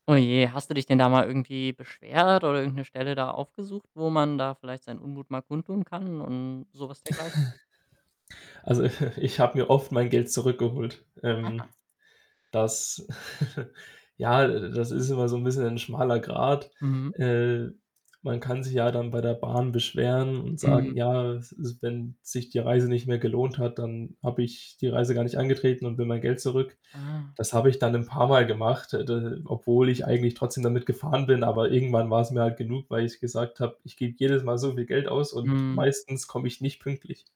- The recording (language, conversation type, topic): German, podcast, Wie gehst du unterwegs mit Streiks oder Verkehrsausfällen um?
- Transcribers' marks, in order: distorted speech; static; chuckle; other background noise; chuckle; chuckle